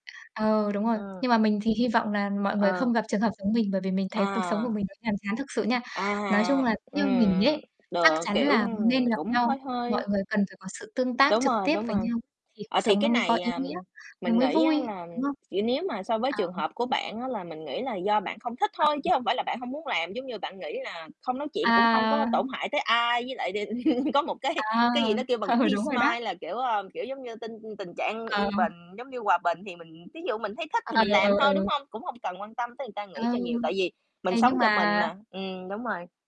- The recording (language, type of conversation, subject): Vietnamese, unstructured, Bạn nghĩ sao về việc mọi người ngày càng ít gặp nhau trực tiếp hơn?
- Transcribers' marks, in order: tapping; other background noise; distorted speech; chuckle; laughing while speaking: "cái"; in English: "peace mind"; chuckle; static